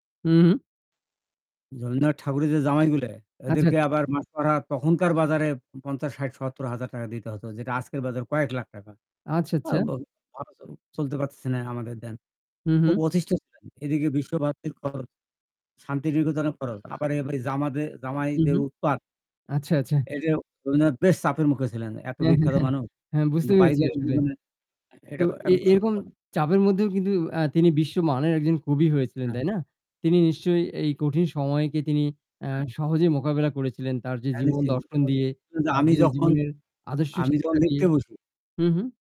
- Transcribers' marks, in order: static; distorted speech; unintelligible speech; "পেরেছি" said as "পেরেচি"; unintelligible speech; unintelligible speech
- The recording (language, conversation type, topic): Bengali, unstructured, কঠিন সময়ে তুমি কীভাবে নিজেকে সামলাও?
- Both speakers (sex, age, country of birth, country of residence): male, 40-44, Bangladesh, Bangladesh; male, 60-64, Bangladesh, Bangladesh